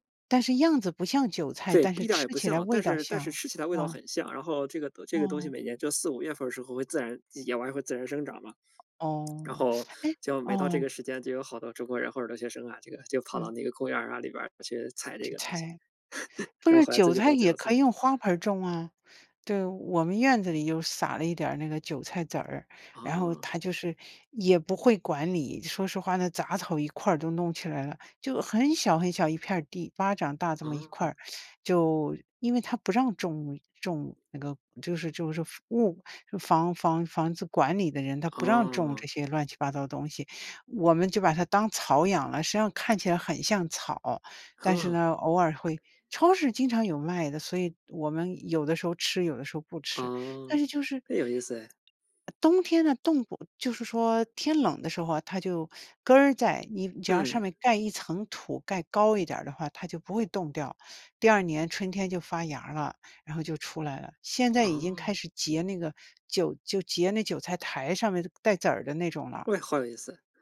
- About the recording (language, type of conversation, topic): Chinese, unstructured, 你最喜欢的家常菜是什么？
- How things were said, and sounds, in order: tapping; teeth sucking; chuckle; other background noise; chuckle